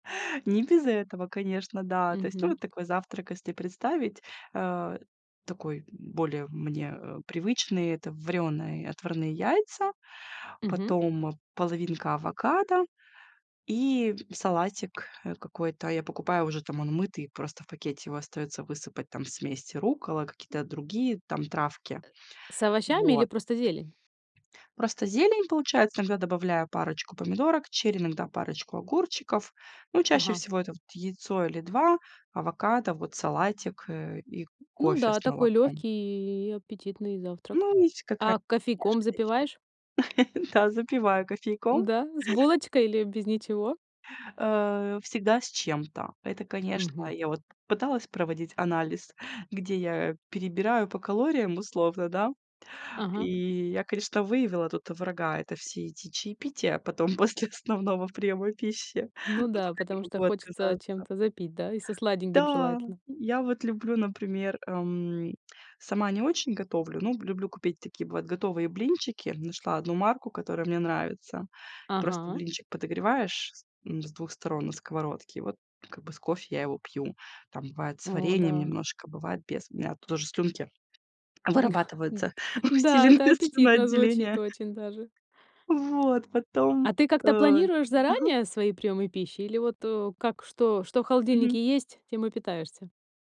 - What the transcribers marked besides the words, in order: tapping; other background noise; other noise; unintelligible speech; chuckle; laughing while speaking: "основного приема пищи"; chuckle; laughing while speaking: "усиленное слюноотделение"
- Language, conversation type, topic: Russian, podcast, Как ты стараешься правильно питаться в будни?